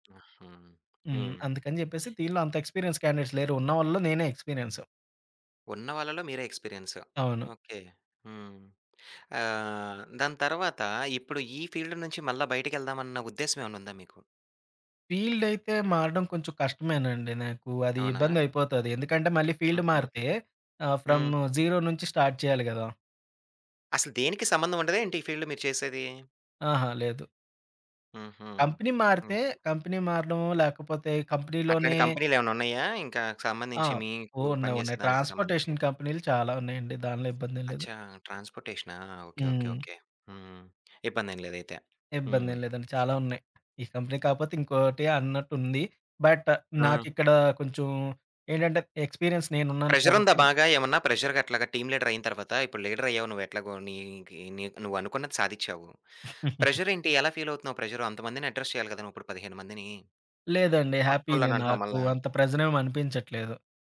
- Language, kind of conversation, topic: Telugu, podcast, ఒక ఉద్యోగం నుంచి తప్పుకోవడం నీకు విజయానికి తొలి అడుగేనని అనిపిస్తుందా?
- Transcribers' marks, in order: other background noise; sniff; in English: "ఎక్స్పీరియన్స్ క్యాండిడేట్స్"; in English: "ఎక్స్‌పీరియన్స్"; in English: "ఎక్స్పీరియన్స్"; in English: "ఫీల్డ్"; in English: "ఫీల్డ్"; in English: "ఫ్రమ్ జీరో"; in English: "స్టార్ట్"; in English: "ఫీల్డ్"; in English: "కంపినీ"; in English: "కంపినీ"; in English: "కంపినీలోనే"; in English: "ట్రాన్స్‌పోర్టేషన్"; tapping; in English: "కంపినీ"; in English: "బట్"; in English: "ఎక్స్‌పీరియన్స్"; in English: "టీమ్"; giggle; in English: "అడ్రెస్"; in English: "హ్యాపీనే"